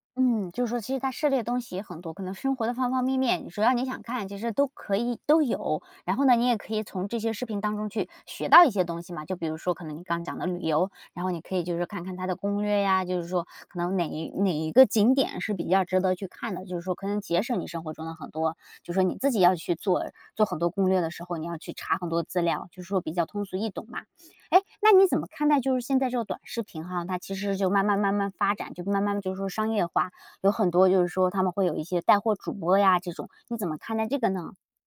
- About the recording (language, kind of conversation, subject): Chinese, podcast, 短视频是否改变了人们的注意力，你怎么看？
- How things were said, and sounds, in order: other background noise; other noise